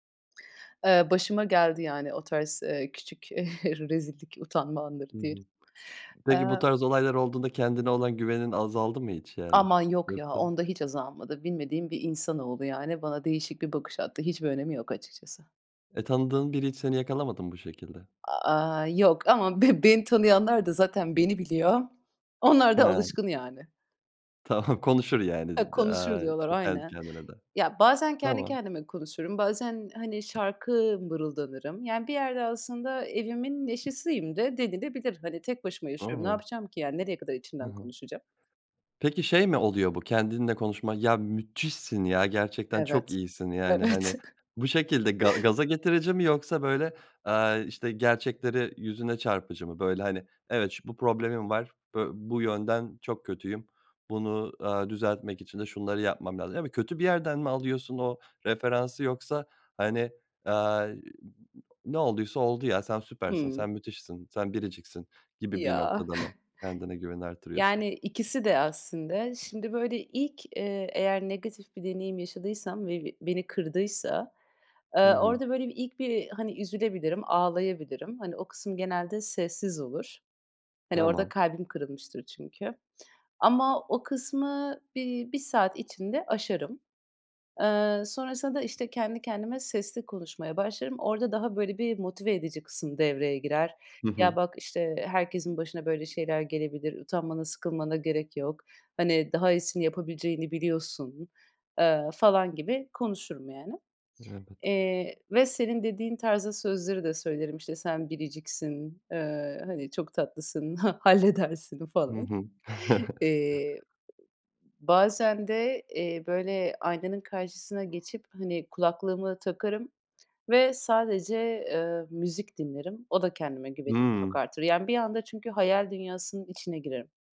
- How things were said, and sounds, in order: laughing while speaking: "eee, rezillik"; other background noise; laughing while speaking: "Evet"; chuckle; laughing while speaking: "ha halledersin. falan"; chuckle; tapping
- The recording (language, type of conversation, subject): Turkish, podcast, Özgüvenini artırmak için uyguladığın küçük tüyolar neler?